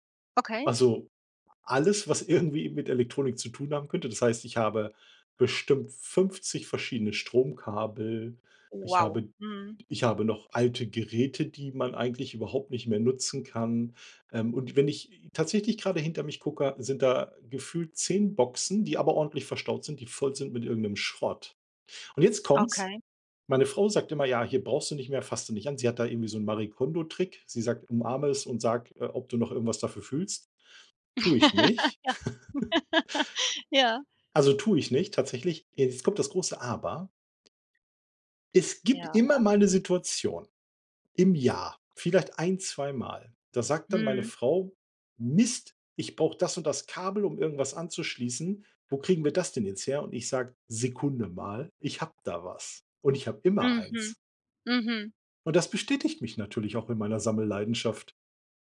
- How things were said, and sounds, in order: laugh; chuckle; stressed: "Mist"
- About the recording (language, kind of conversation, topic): German, advice, Wie beeinträchtigen Arbeitsplatzchaos und Ablenkungen zu Hause deine Konzentration?